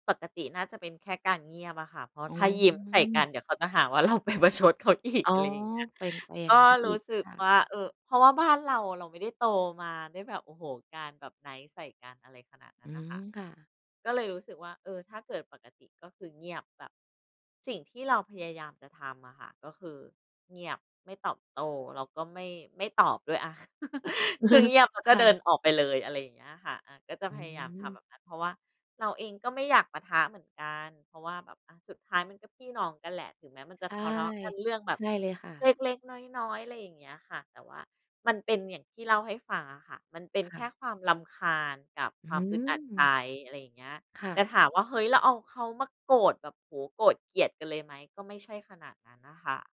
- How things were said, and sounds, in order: drawn out: "อ๋อ"; laughing while speaking: "เราไปประชดเขาอีก"; in English: "nice"; lip smack; laugh; laugh
- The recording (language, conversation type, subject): Thai, advice, ทำไมบางคนถึงมักโทษคนอื่นเพื่อหลีกเลี่ยงการรับผิดชอบอยู่เสมอ?